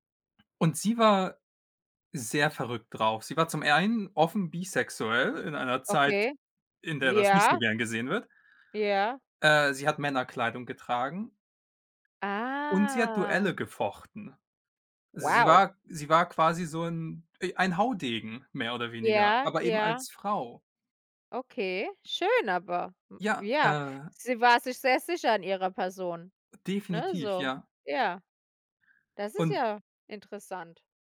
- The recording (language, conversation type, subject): German, unstructured, Welche historische Persönlichkeit findest du besonders inspirierend?
- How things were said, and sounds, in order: drawn out: "Ah"